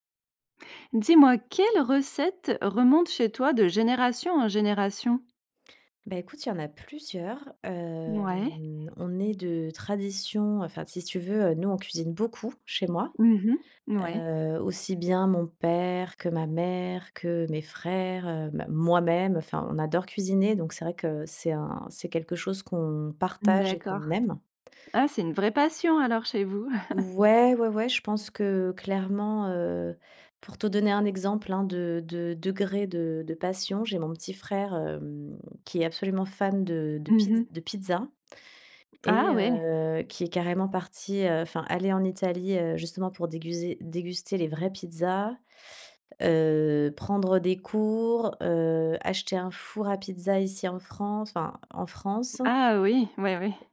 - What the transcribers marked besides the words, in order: drawn out: "Hem"; laugh; stressed: "vraies"
- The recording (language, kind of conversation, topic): French, podcast, Quelles recettes se transmettent chez toi de génération en génération ?